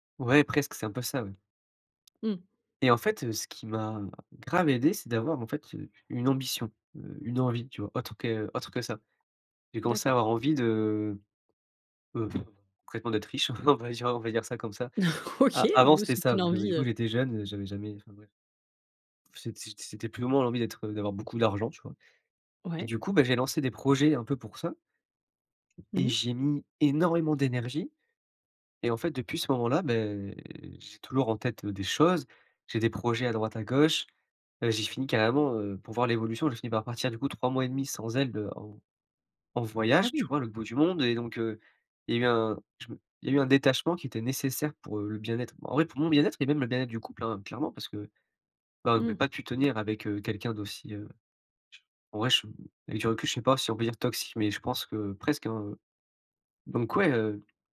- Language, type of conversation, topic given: French, podcast, Qu’est-ce qui t’a aidé à te retrouver quand tu te sentais perdu ?
- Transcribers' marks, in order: other background noise; laughing while speaking: "en vrai"; laughing while speaking: "OK"; stressed: "énormément"